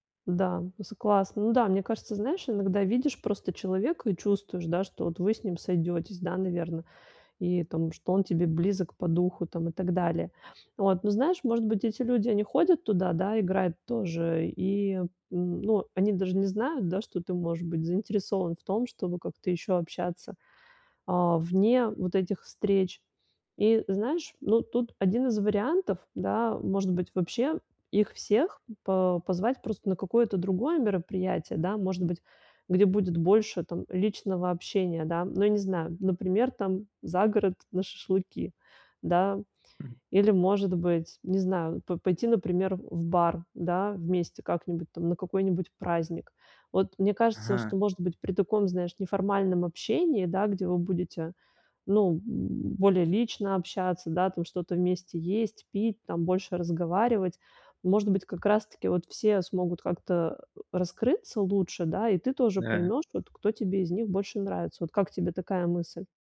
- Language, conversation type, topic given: Russian, advice, Как постепенно превратить знакомых в близких друзей?
- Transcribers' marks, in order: tapping